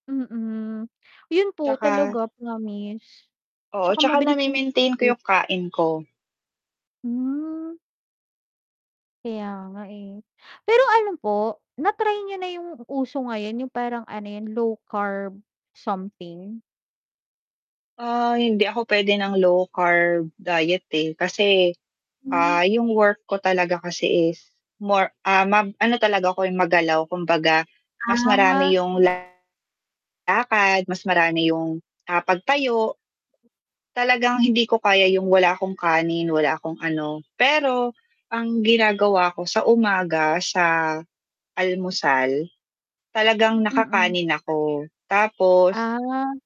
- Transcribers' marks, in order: other background noise; static; distorted speech
- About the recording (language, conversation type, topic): Filipino, unstructured, Paano nakakatulong sa ating katawan ang araw-araw na paglalakad?